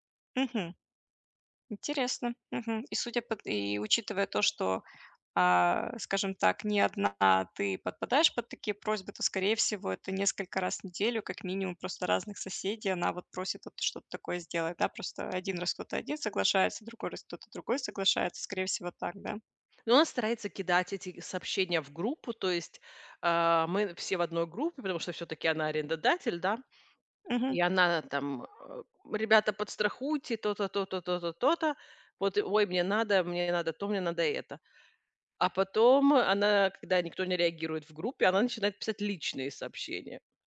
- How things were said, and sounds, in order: tapping; other background noise; swallow
- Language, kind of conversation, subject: Russian, advice, Как мне уважительно отказывать и сохранять уверенность в себе?